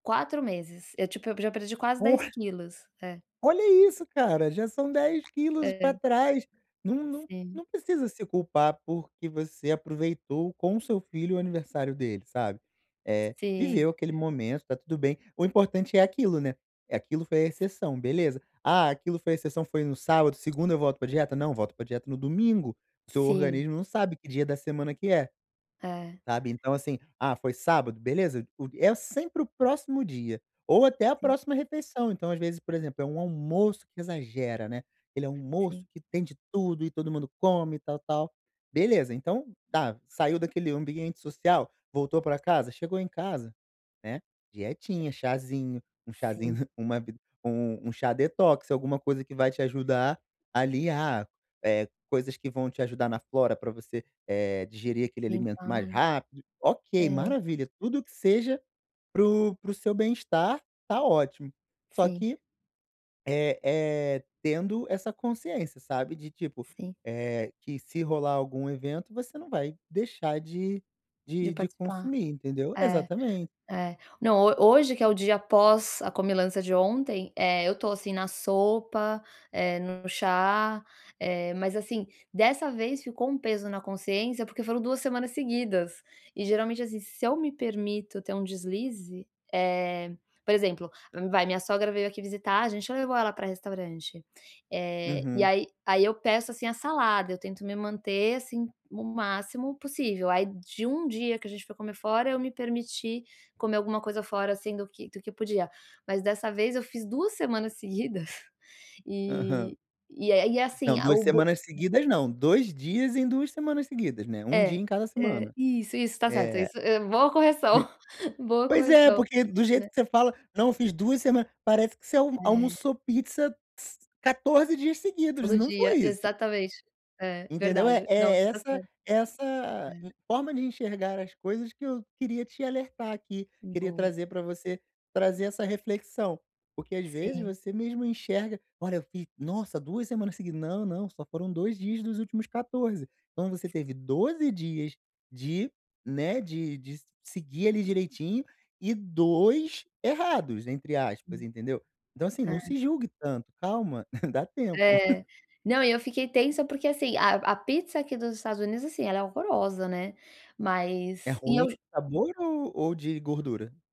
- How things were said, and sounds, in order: tapping; other background noise; chuckle; chuckle; chuckle
- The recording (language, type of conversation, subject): Portuguese, advice, Como posso equilibrar prazer e nutrição em jantares sociais sem me sentir privado?